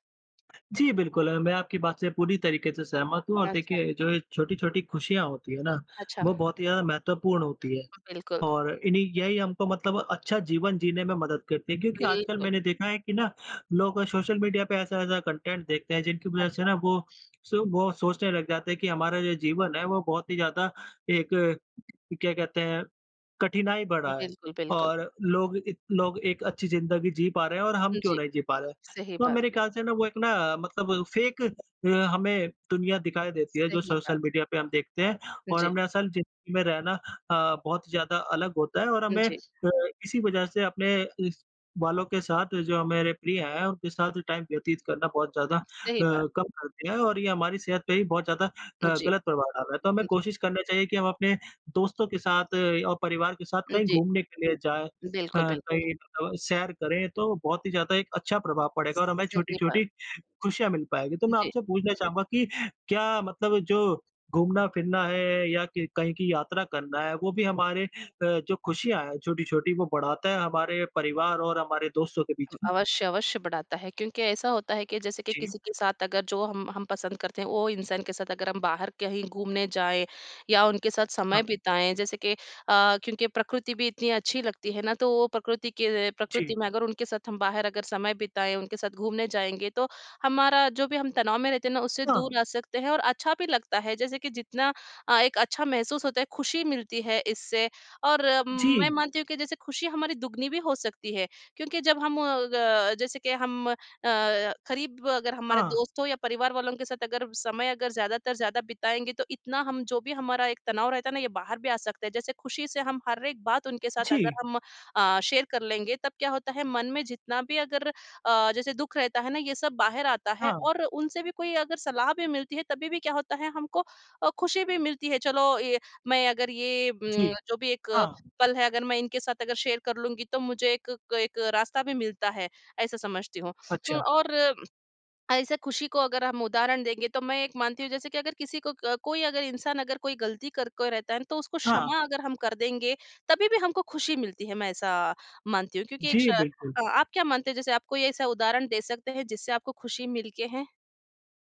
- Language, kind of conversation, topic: Hindi, unstructured, आपकी ज़िंदगी में कौन-सी छोटी-छोटी बातें आपको खुशी देती हैं?
- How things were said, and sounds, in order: in English: "कंटेंट"; in English: "फ़ेक"; in English: "टाइम"; "करीब" said as "खरीब"; in English: "शेयर"; in English: "शेयर"